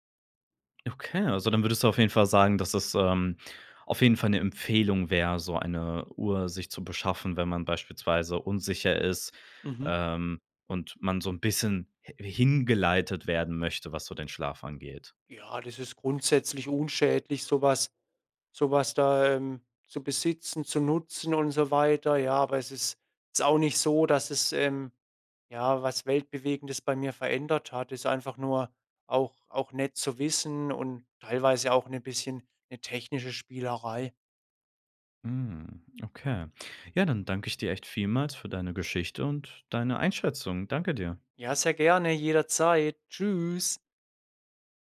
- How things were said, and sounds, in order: other background noise
- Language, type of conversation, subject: German, podcast, Wie schaltest du beim Schlafen digital ab?